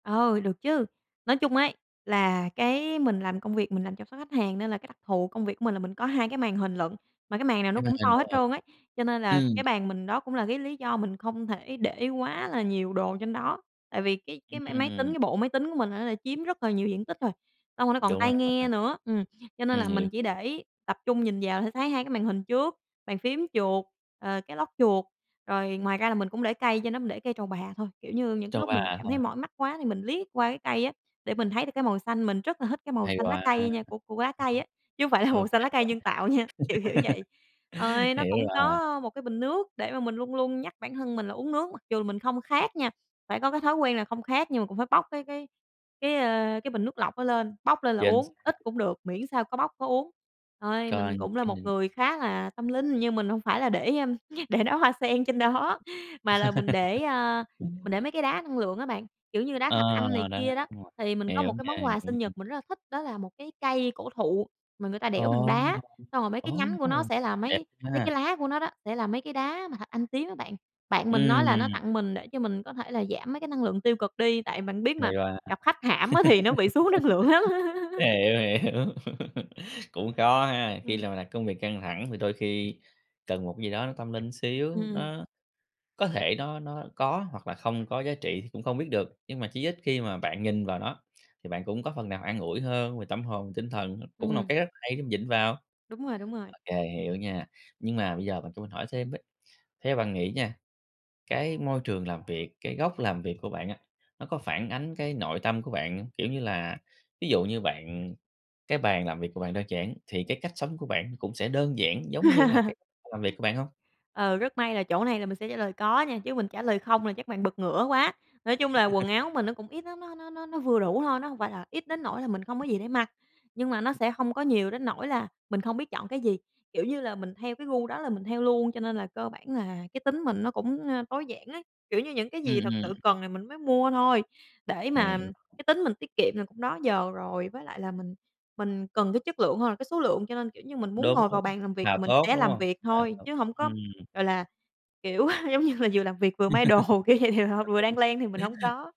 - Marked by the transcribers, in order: tapping; unintelligible speech; laughing while speaking: "là"; other background noise; laughing while speaking: "nha"; laughing while speaking: "để"; laugh; laugh; laughing while speaking: "hiểu"; laugh; laughing while speaking: "xuống năng lượng lắm!"; laugh; laugh; laugh; unintelligible speech; laughing while speaking: "kiểu, giống như"; laugh; unintelligible speech; laughing while speaking: "đồ"; unintelligible speech
- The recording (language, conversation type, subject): Vietnamese, podcast, Bạn tổ chức góc làm việc ở nhà như thế nào để dễ tập trung?